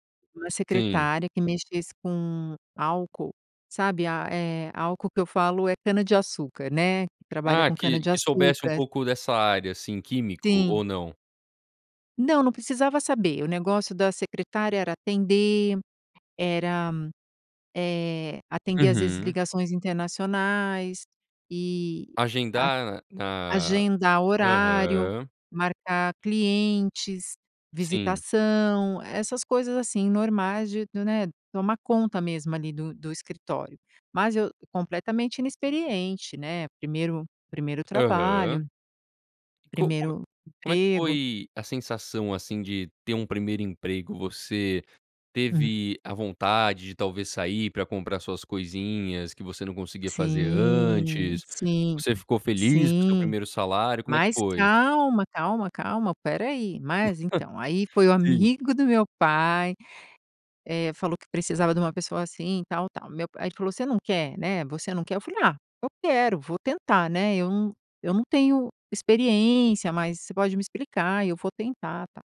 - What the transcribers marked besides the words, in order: laugh
- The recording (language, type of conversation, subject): Portuguese, podcast, Como foi seu primeiro emprego e o que você aprendeu nele?